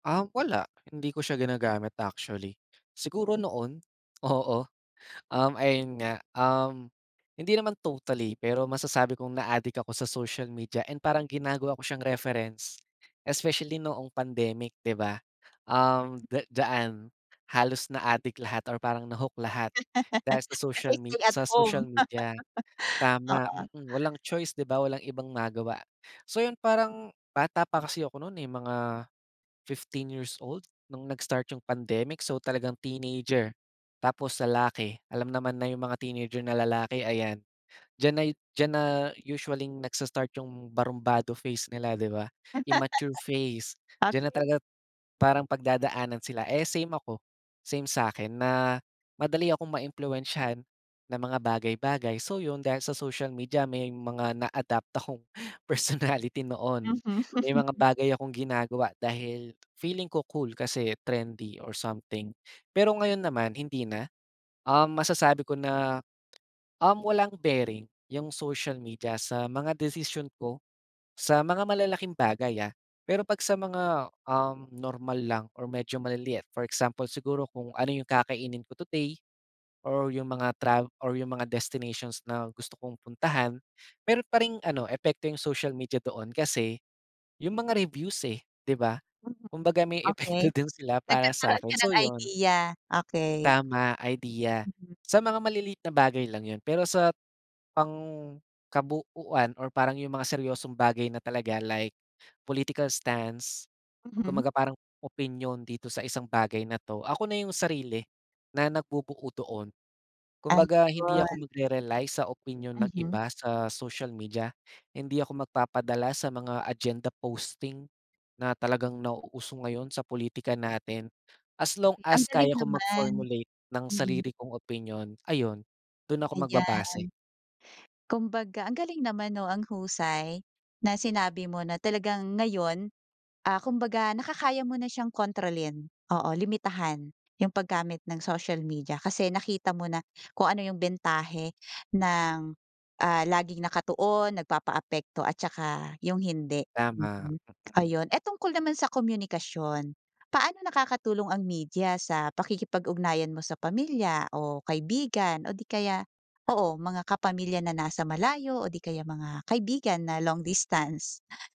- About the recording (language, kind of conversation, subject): Filipino, podcast, Paano nagsisilbing salamin ang midya sa pang-araw-araw nating buhay?
- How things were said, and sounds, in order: laugh; other background noise; laugh; laugh; in English: "Immature phase"; laughing while speaking: "personality"; chuckle; in English: "political stance"; in English: "agenda posting"